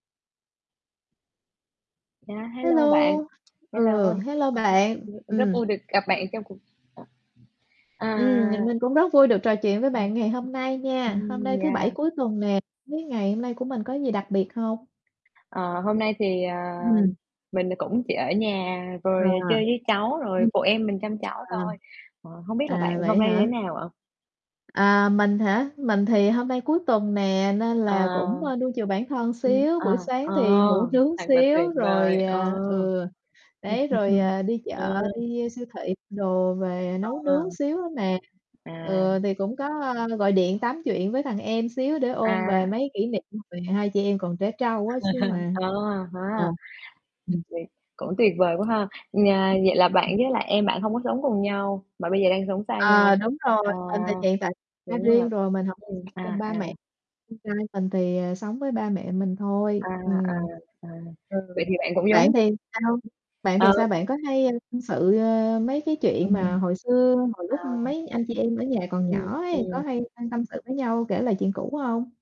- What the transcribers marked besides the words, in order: other background noise; static; tapping; unintelligible speech; distorted speech; unintelligible speech; unintelligible speech; laugh; laugh; unintelligible speech
- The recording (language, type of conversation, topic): Vietnamese, unstructured, Bạn có thể kể về một kỷ niệm tuổi thơ mà bạn không bao giờ quên không?